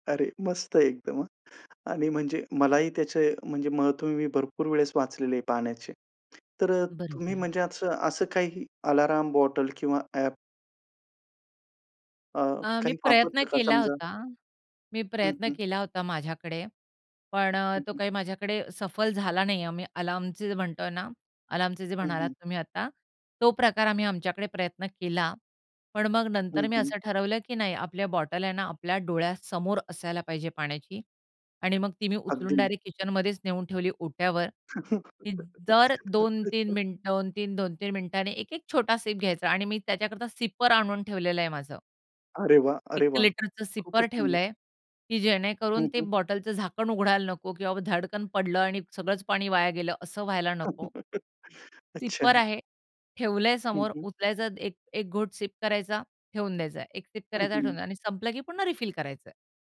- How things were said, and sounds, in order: other background noise; laugh; in English: "सीप"; other noise; chuckle; laughing while speaking: "अच्छा!"; in English: "सिप"; in English: "सिप"; in English: "रिफिल"
- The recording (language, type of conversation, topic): Marathi, podcast, पुरेसे पाणी पिण्याची आठवण कशी ठेवता?